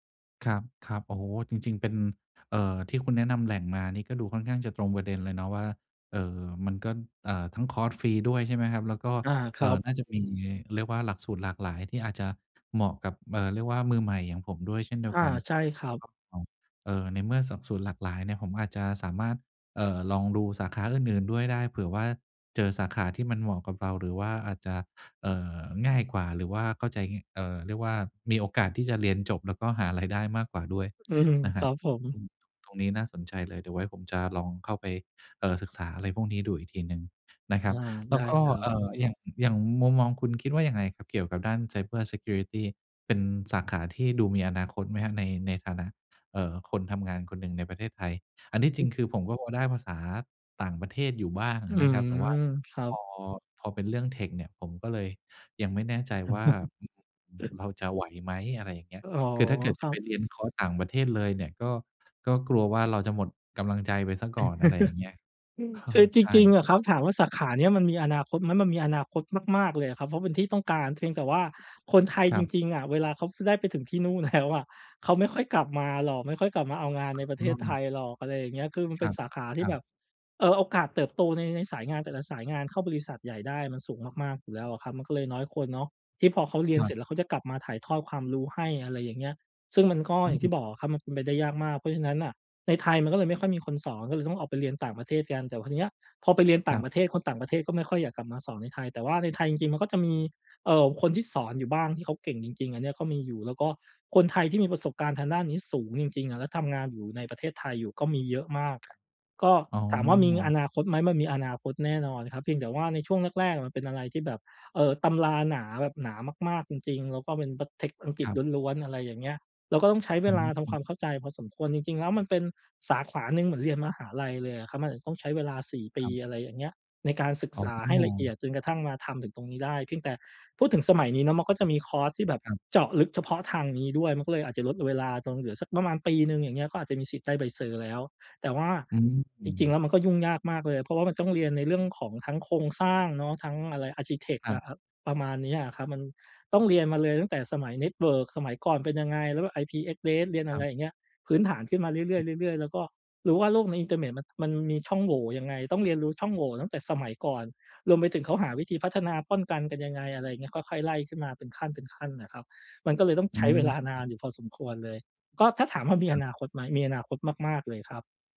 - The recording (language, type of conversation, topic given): Thai, advice, ความกลัวล้มเหลว
- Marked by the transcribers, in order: "หลักสูตร" said as "สบสูน"; laughing while speaking: "ราย"; in English: "cybersecurity"; in English: "tech"; chuckle; chuckle; laughing while speaking: "เออ"; laughing while speaking: "แล้ว"; in English: "text"; in English: "อาร์คิเทก"; in English: "เน็ตเวิร์ก"; in English: "IP address"; "อินเทอร์เน็ต" said as "อินเตอร์เมต"